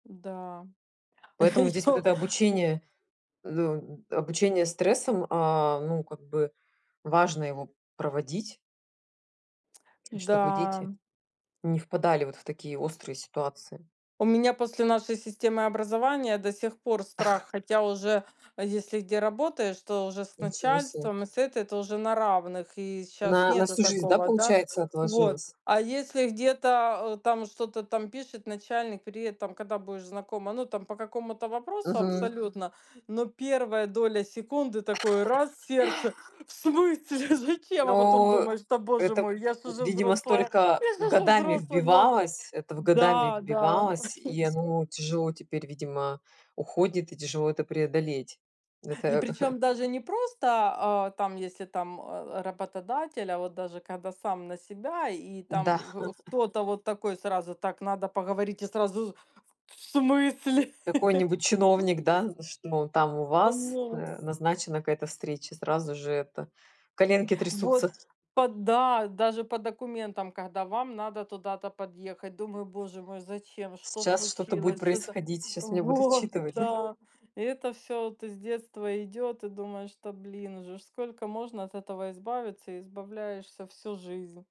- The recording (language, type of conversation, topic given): Russian, unstructured, Должна ли школа учить детей справляться со стрессом?
- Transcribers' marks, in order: laughing while speaking: "Её"; chuckle; background speech; cough; chuckle; chuckle; chuckle; chuckle; chuckle